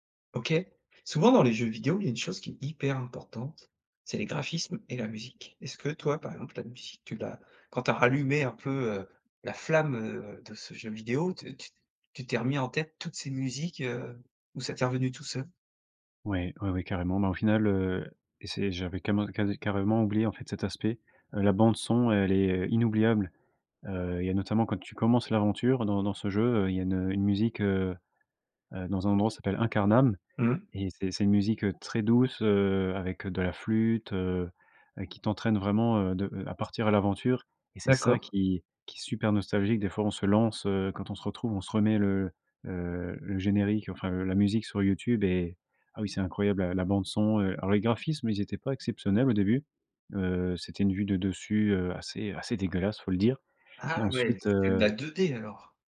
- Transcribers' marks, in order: none
- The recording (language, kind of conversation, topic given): French, podcast, Quelle expérience de jeu vidéo de ton enfance te rend le plus nostalgique ?